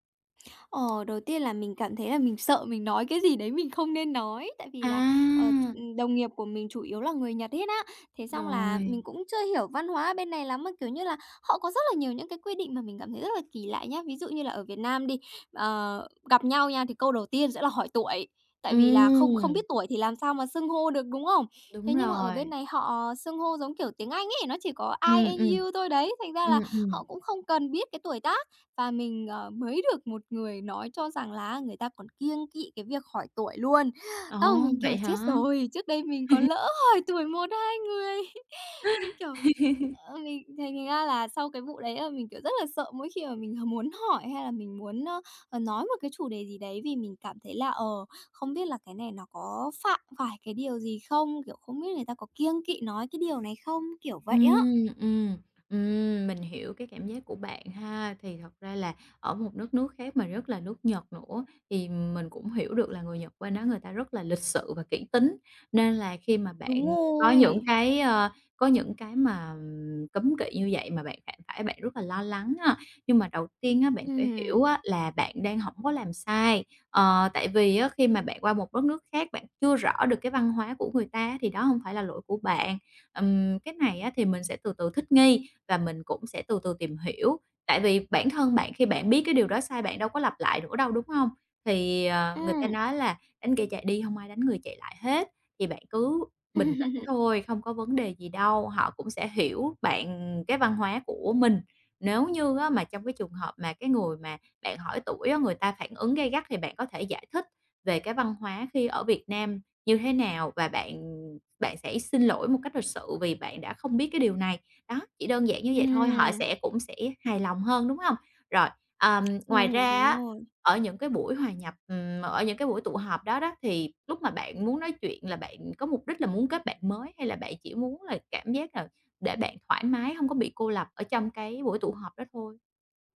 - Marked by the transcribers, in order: tapping; in English: "I and you"; chuckle; chuckle; laugh; other background noise; chuckle; tsk
- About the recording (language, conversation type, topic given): Vietnamese, advice, Làm sao để tôi dễ hòa nhập hơn khi tham gia buổi gặp mặt?